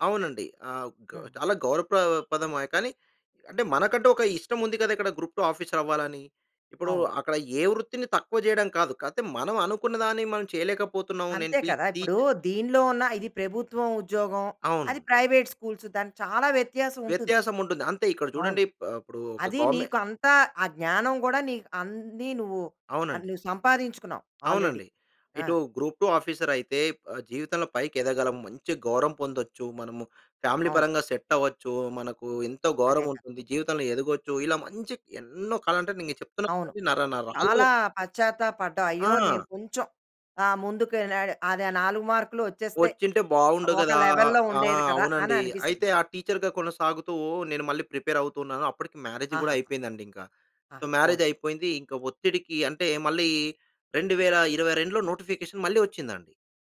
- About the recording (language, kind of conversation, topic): Telugu, podcast, నీ జీవితంలో నువ్వు ఎక్కువగా పశ్చాత్తాపపడే నిర్ణయం ఏది?
- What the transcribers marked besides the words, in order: in English: "ఆఫీసర్"; other background noise; in English: "ప్రైవేట్ స్కూల్స్"; in English: "ఆల్రెడీ"; in English: "ఆఫీసర్"; "ఎదగగలం" said as "ఎదగలం"; in English: "ఫ్యామిలీ"; in English: "లెవెల్‌లో"; in English: "టీచర్‌గా"; in English: "ప్రిపేర్"; in English: "మ్యారేజ్"; in English: "సో మ్యారేజ్"; in English: "నోటిఫికేషన్"